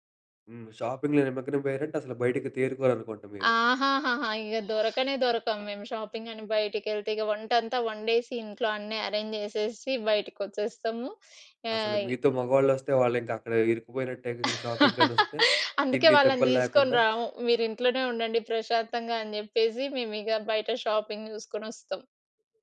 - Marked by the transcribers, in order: in English: "షాపింగ్‌లో"; other background noise; in English: "షాపింగ్"; in English: "అరేంజ్"; laugh; in English: "షాపింగ్‌కనొస్తే"; in English: "షాపింగ్"
- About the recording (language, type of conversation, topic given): Telugu, podcast, మీ కుటుంబంతో కలిసి విశ్రాంతి పొందడానికి మీరు ఏ విధానాలు పాటిస్తారు?